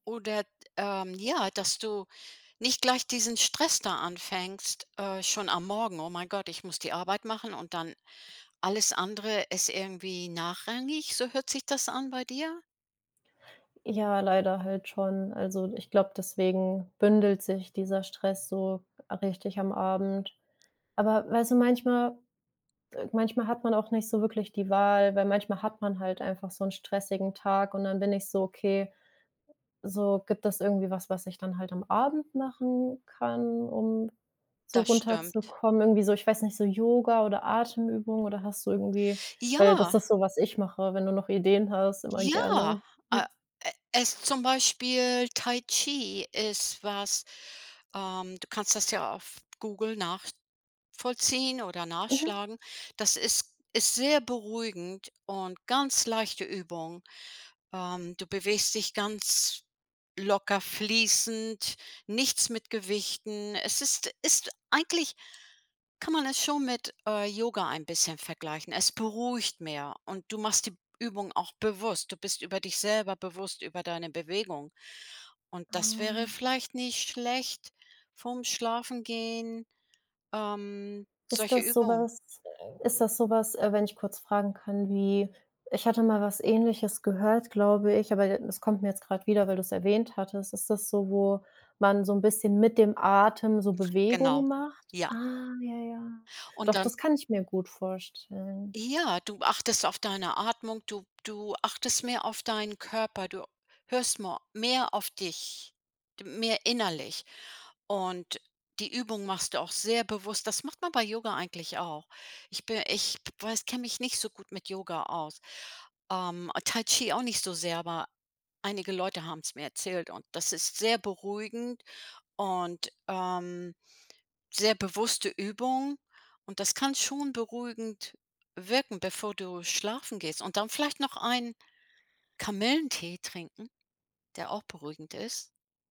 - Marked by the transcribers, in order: anticipating: "Ah ja, ja"
- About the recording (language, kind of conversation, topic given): German, advice, Warum kann ich nach einem stressigen Tag nur schwer einschlafen?